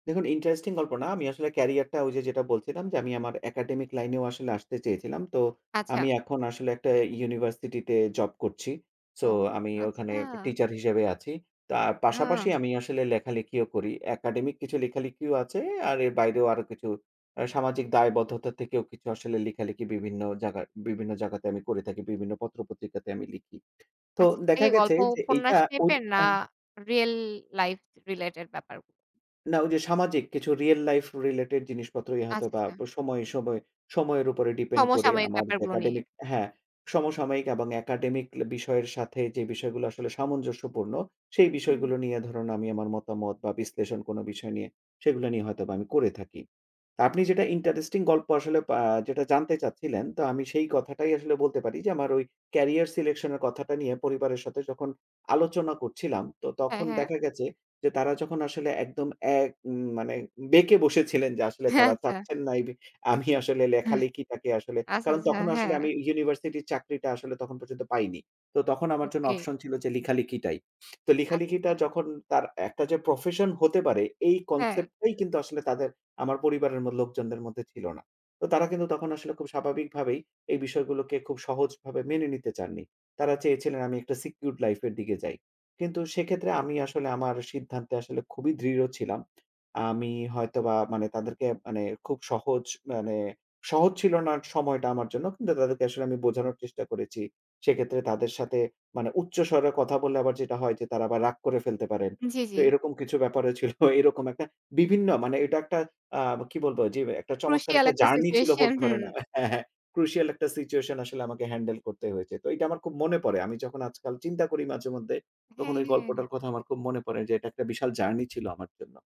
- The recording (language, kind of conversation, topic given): Bengali, podcast, আপনার পরিবার সফল জীবন বলতে কী বোঝে?
- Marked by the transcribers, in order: other background noise; in English: "সিলেকশন"; laughing while speaking: "আমি আসলে"; laughing while speaking: "হ্যাঁ"; chuckle; in English: "কনসেপ্ট"; tapping; in English: "সিকিউরড"; unintelligible speech; laughing while speaking: "ছিল"; laughing while speaking: "হ্যাঁ, হ্যাঁ"